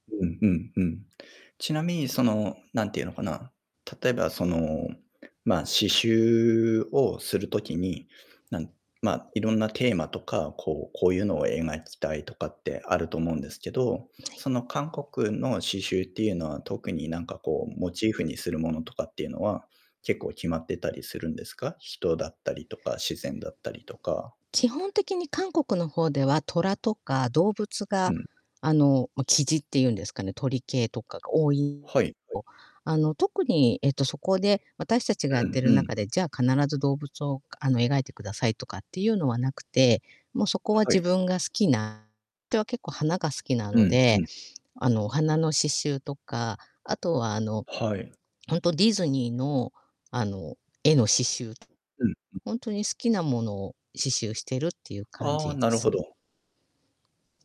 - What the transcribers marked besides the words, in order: distorted speech
- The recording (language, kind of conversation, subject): Japanese, unstructured, 趣味を始めたきっかけは何ですか？